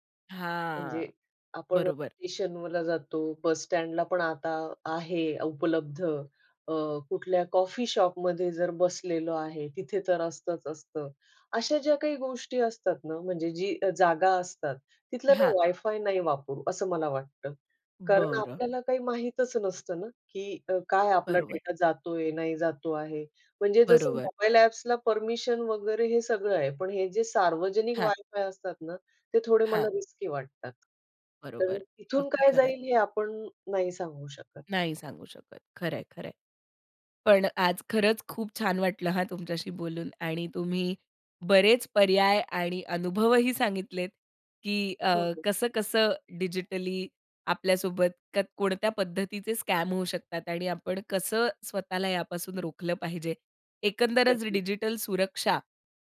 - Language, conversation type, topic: Marathi, podcast, डिजिटल सुरक्षा आणि गोपनीयतेबद्दल तुम्ही किती जागरूक आहात?
- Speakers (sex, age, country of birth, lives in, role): female, 30-34, India, India, host; female, 40-44, India, India, guest
- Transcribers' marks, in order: drawn out: "हां"; other background noise; in English: "रिस्की"; in English: "स्कॅम"